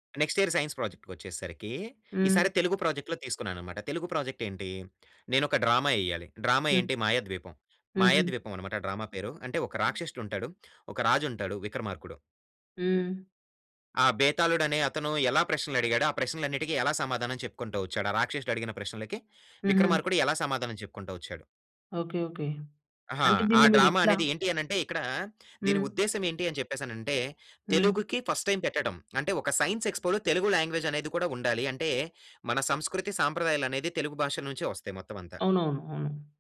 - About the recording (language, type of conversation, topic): Telugu, podcast, మీకు అత్యంత నచ్చిన ప్రాజెక్ట్ గురించి వివరించగలరా?
- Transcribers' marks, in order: in English: "నెక్స్ట్ ఇయర్ సైన్స్"; other background noise; in English: "ఫస్ట్ టైమ్"; in English: "సైన్స్ ఎక్స్పోలో"; in English: "లాంగ్వేజ్"